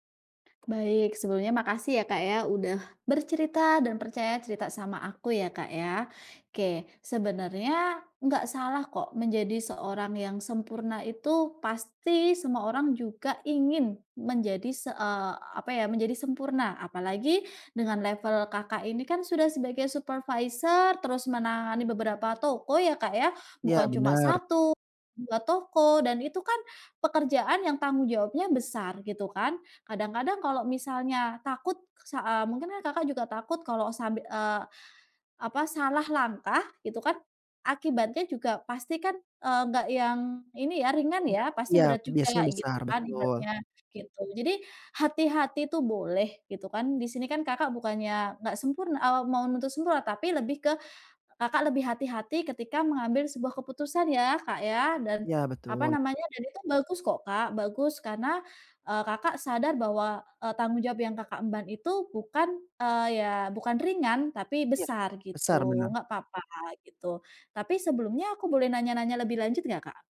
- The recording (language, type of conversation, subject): Indonesian, advice, Bagaimana cara mengatasi perfeksionisme yang menghalangi pengambilan keputusan?
- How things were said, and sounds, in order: tapping